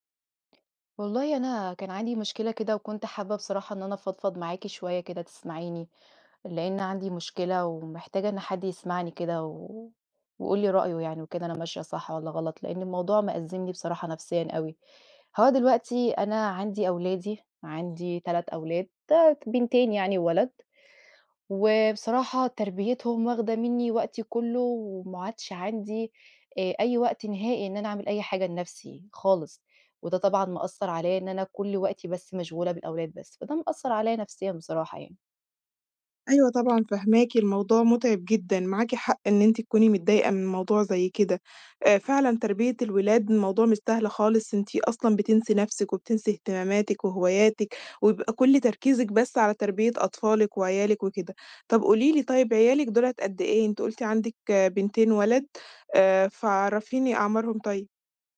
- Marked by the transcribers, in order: tapping
- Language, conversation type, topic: Arabic, advice, إزاي أوازن بين تربية الولاد وبين إني أهتم بنفسي وهواياتي من غير ما أحس إني ضايعة؟